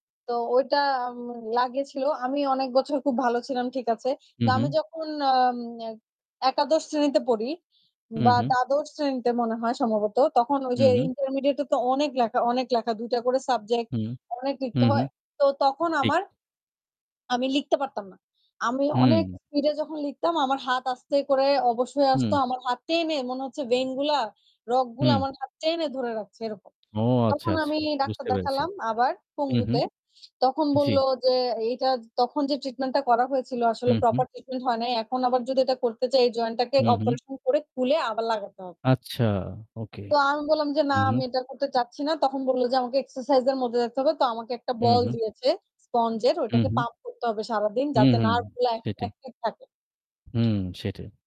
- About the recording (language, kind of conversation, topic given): Bengali, unstructured, ব্যায়াম না করলে শরীরে কী ধরনের পরিবর্তন আসে?
- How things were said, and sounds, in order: static; other background noise; "সাবজেক্ট" said as "সাব্জেক"; tapping; mechanical hum; in English: "ভেইন"